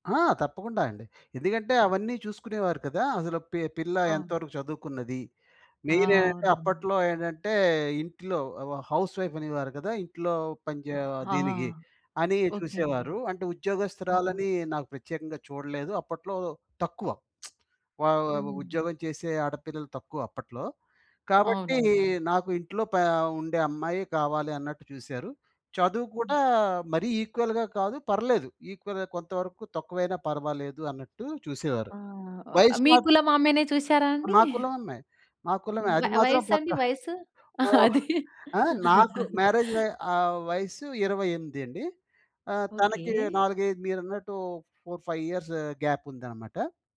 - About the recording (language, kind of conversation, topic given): Telugu, podcast, పెళ్లి విషయంలో మీ కుటుంబం మీ నుంచి ఏవేవి ఆశిస్తుంది?
- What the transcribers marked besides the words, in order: in English: "మెయిన్"; in English: "హౌస్ వైఫ్"; lip smack; in English: "ఈక్వల్‌గా"; in English: "ఈక్వల్‌గా"; in English: "మ్యారేజ్"; laughing while speaking: "అది"; in English: "పోర్ ఫైవ్ ఇయర్స్ గ్యాప్"